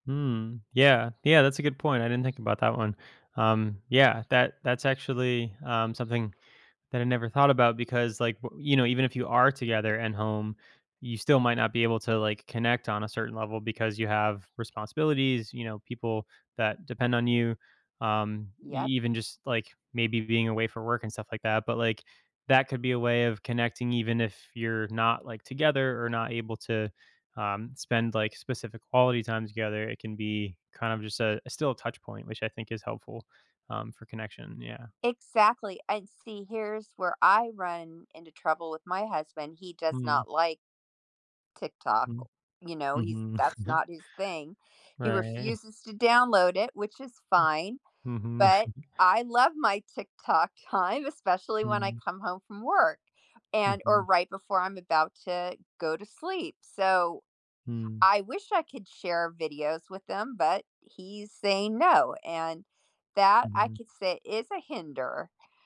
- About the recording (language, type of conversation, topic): English, unstructured, How does the internet shape the way we connect and disconnect with others in our relationships?
- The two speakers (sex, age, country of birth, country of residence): female, 55-59, United States, United States; male, 35-39, United States, United States
- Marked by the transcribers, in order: other background noise; chuckle; chuckle